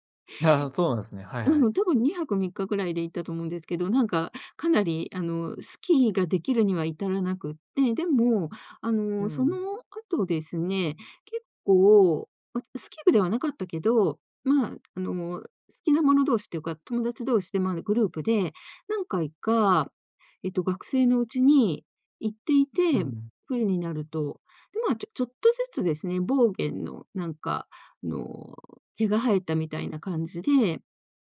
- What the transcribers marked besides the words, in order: none
- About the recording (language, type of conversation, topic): Japanese, podcast, その趣味を始めたきっかけは何ですか？